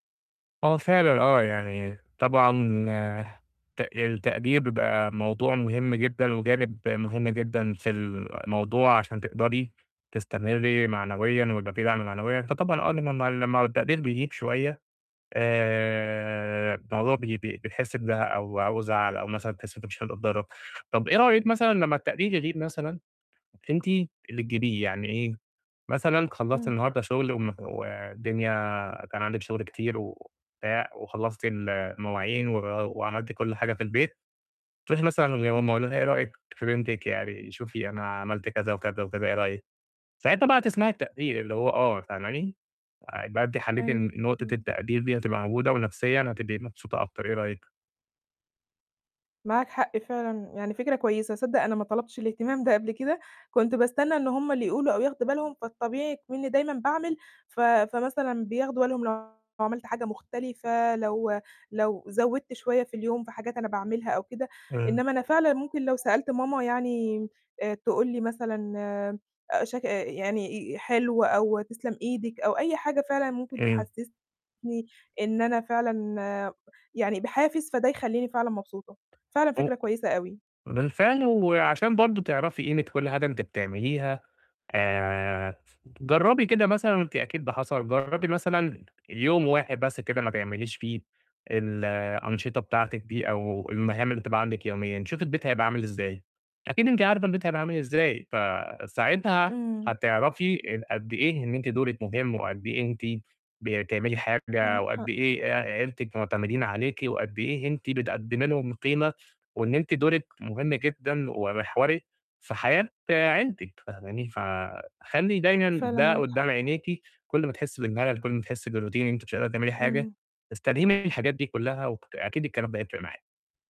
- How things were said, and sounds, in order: unintelligible speech; distorted speech; other noise; tapping; in English: "بالRoutine"
- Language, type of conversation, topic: Arabic, advice, إزاي ألاقي معنى أو قيمة في المهام الروتينية المملة اللي بعملها كل يوم؟